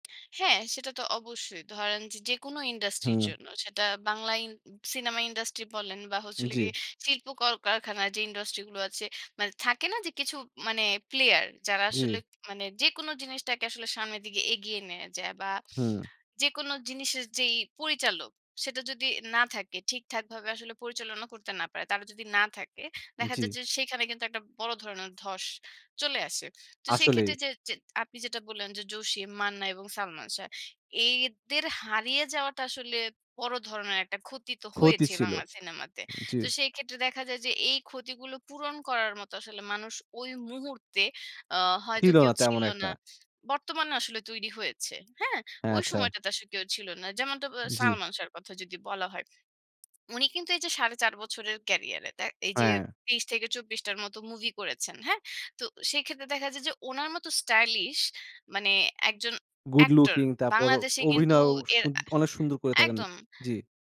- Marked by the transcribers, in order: in English: "প্লেয়ার"
- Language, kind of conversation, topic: Bengali, podcast, বাংলা সিনেমার নতুন ধারা সম্পর্কে আপনার মতামত কী?